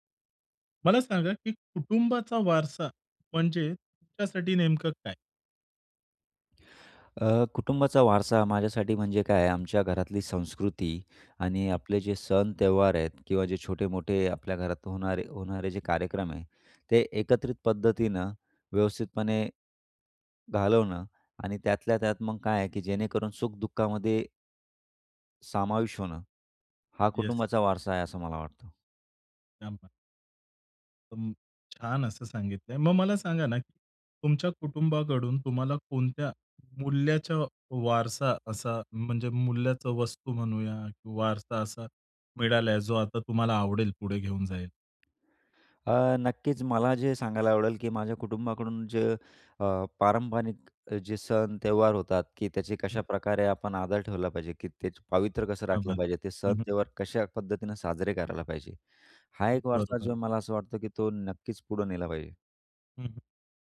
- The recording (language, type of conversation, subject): Marathi, podcast, कुटुंबाचा वारसा तुम्हाला का महत्त्वाचा वाटतो?
- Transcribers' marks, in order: "समाविष्ट" said as "सामाविष"; in Hindi: "क्या बात!"; tapping; in Hindi: "क्या बात!"